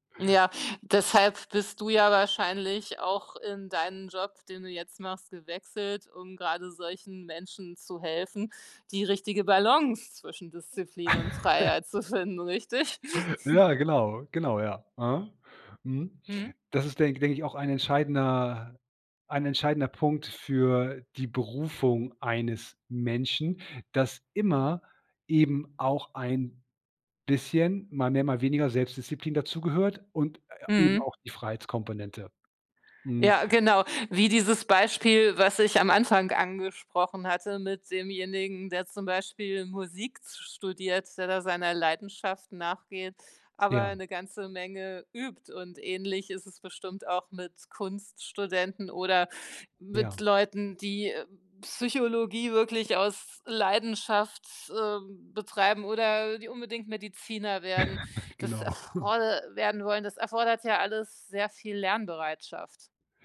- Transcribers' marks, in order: laugh; chuckle; chuckle
- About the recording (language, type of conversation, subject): German, podcast, Wie findest du die Balance zwischen Disziplin und Freiheit?